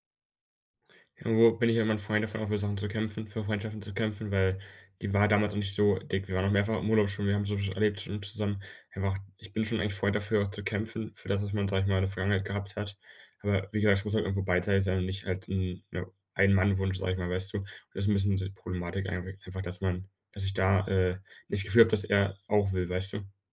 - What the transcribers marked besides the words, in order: none
- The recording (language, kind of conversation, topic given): German, advice, Wie gehe ich am besten mit Kontaktverlust in Freundschaften um?